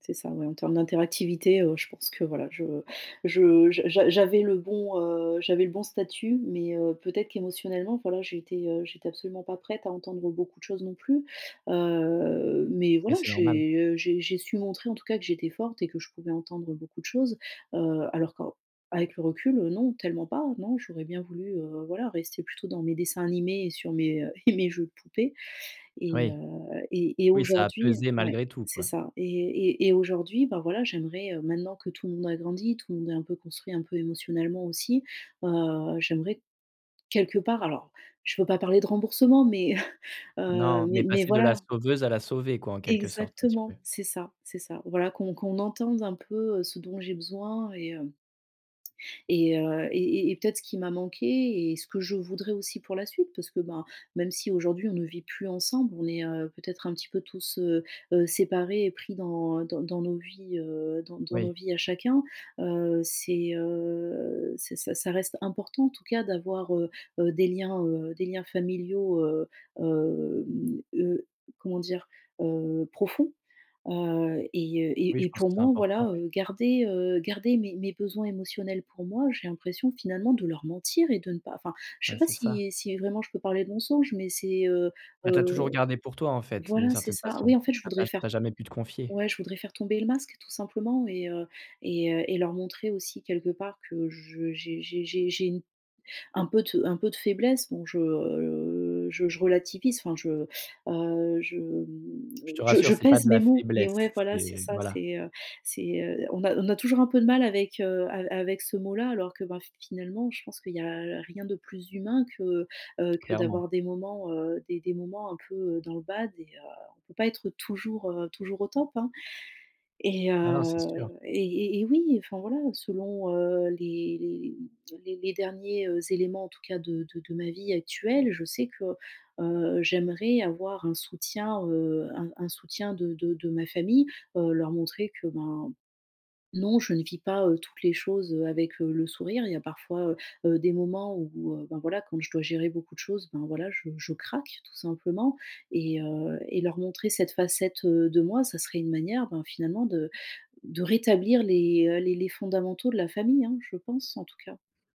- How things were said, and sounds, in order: drawn out: "Heu"; laughing while speaking: "et"; chuckle; drawn out: "heu"; drawn out: "heu"; in English: "bad"
- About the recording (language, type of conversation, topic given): French, advice, Comment communiquer mes besoins émotionnels à ma famille ?